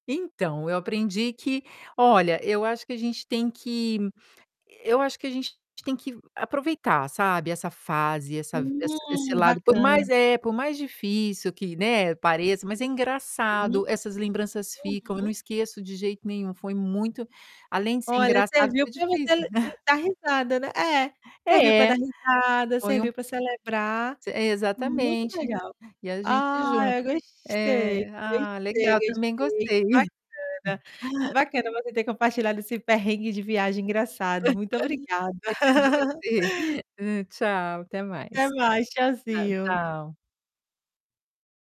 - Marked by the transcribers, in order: distorted speech; static; other background noise; tapping; chuckle; chuckle; chuckle; laugh
- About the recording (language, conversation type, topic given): Portuguese, podcast, Qual foi o perrengue mais engraçado que você já passou em uma viagem?